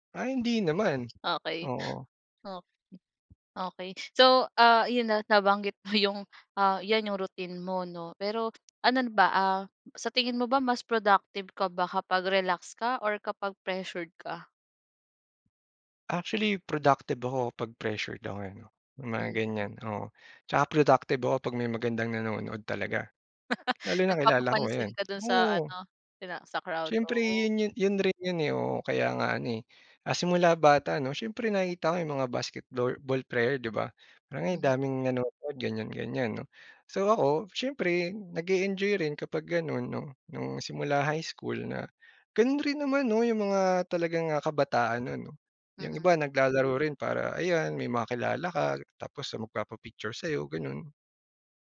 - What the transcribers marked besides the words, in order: other background noise; laughing while speaking: "mo"; tapping; "ano" said as "anon"; laugh
- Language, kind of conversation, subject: Filipino, podcast, Paano ka napupunta sa “zone” kapag ginagawa mo ang paborito mong libangan?
- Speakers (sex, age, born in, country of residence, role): female, 25-29, Philippines, Philippines, host; male, 30-34, Philippines, Philippines, guest